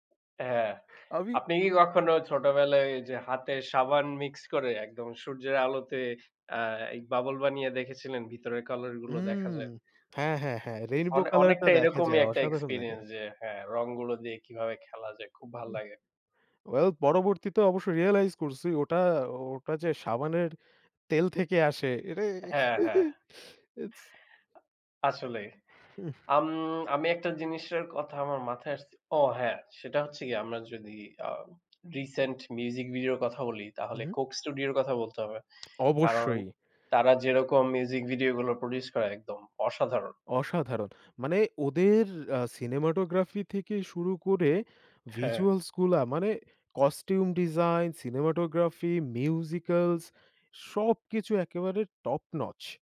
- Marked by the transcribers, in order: tapping; in English: "বাবল"; other background noise; other noise; chuckle; in English: "ইটস"; in English: "টপ নচ"
- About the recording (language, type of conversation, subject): Bengali, unstructured, কোন ধরনের সঙ্গীত ভিডিও আপনার মনোযোগ আকর্ষণ করে?